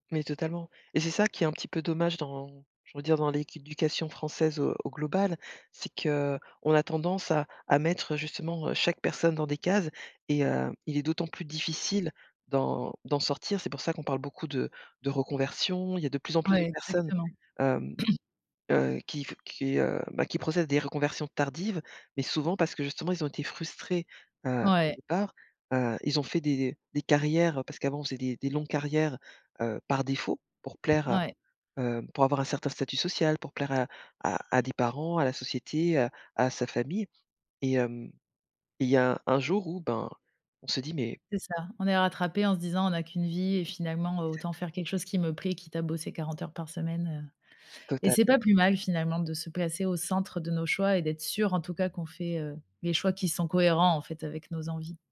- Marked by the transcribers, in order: "l'éducation" said as "l'écducation"; other background noise
- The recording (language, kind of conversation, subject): French, podcast, Quand as-tu pris une décision que tu regrettes, et qu’en as-tu tiré ?